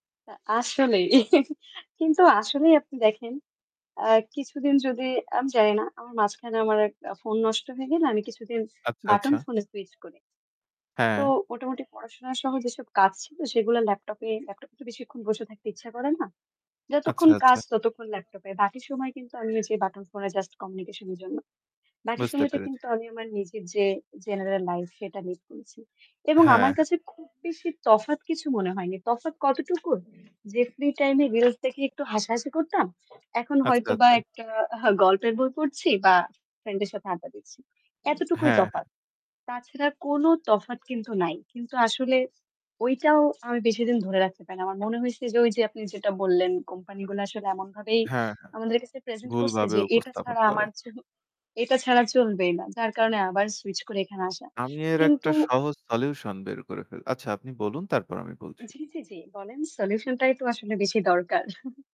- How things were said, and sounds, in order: giggle; static; other background noise; tapping; distorted speech; chuckle
- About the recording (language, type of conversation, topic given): Bengali, unstructured, আপনি কি মনে করেন প্রযুক্তি বয়স্কদের জীবনে একাকীত্ব বাড়াচ্ছে?